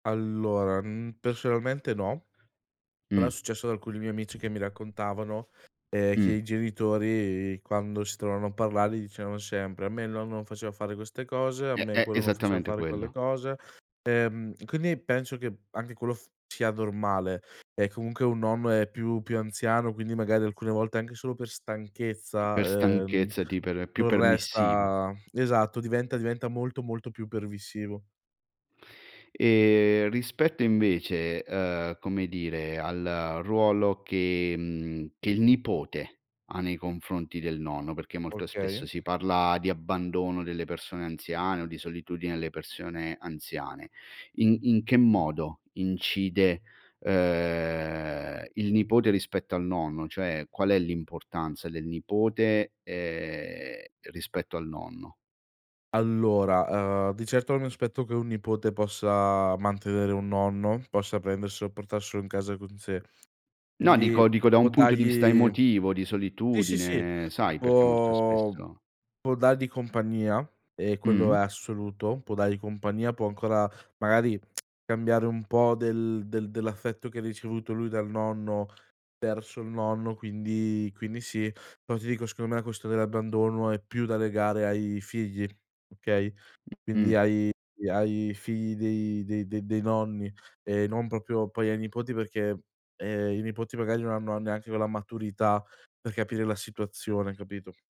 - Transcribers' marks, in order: other background noise; tapping; "persone" said as "persione"; drawn out: "uhm"; drawn out: "ehm"; tsk
- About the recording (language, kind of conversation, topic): Italian, podcast, Che ruolo hanno i nonni nella vita familiare moderna?